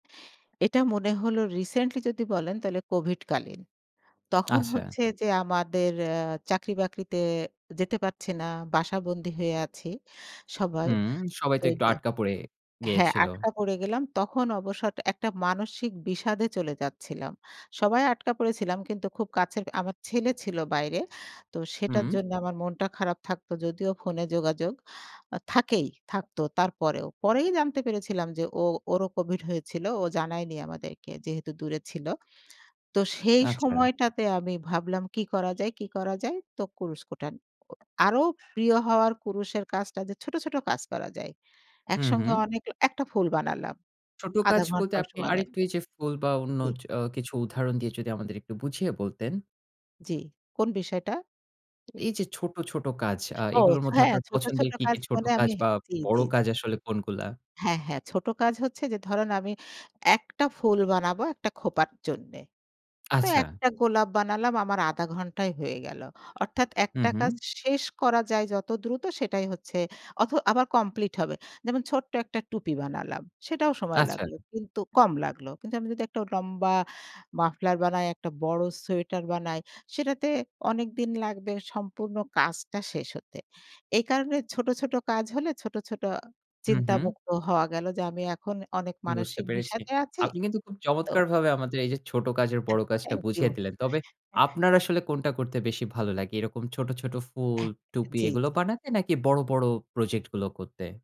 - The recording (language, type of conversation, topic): Bengali, podcast, তোমার সবচেয়ে প্রিয় শখ কোনটি, আর সেটা তোমার ভালো লাগে কেন?
- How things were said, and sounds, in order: unintelligible speech; tapping; other background noise; other noise; unintelligible speech